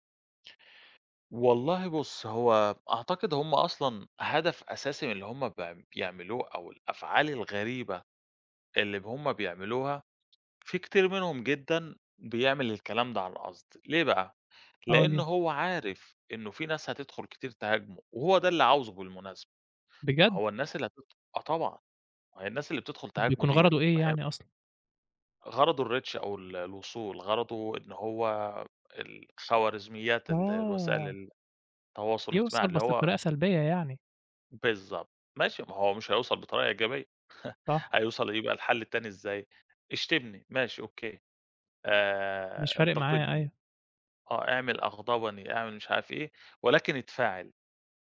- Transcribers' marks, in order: in English: "الreach"; other noise; chuckle
- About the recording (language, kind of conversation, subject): Arabic, podcast, إزاي بتتعامل مع التعليقات السلبية على الإنترنت؟